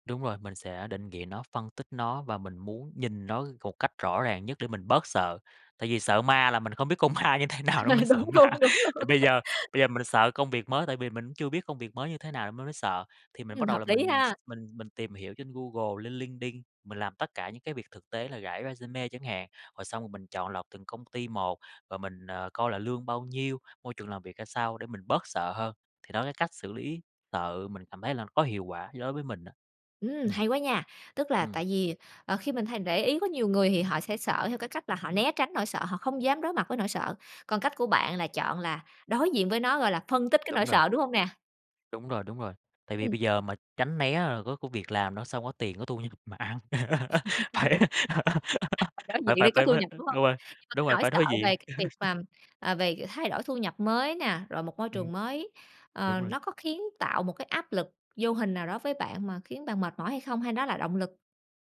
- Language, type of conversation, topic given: Vietnamese, podcast, Bạn xử lý nỗi sợ khi phải thay đổi hướng đi ra sao?
- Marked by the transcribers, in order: tapping; laughing while speaking: "ma như thế nào nên mới sợ ma"; laughing while speaking: "Ờ. Đúng luôn, đúng luôn"; in English: "resume"; laugh; laughing while speaking: "mà ăn. Phải"; laugh; laugh; other background noise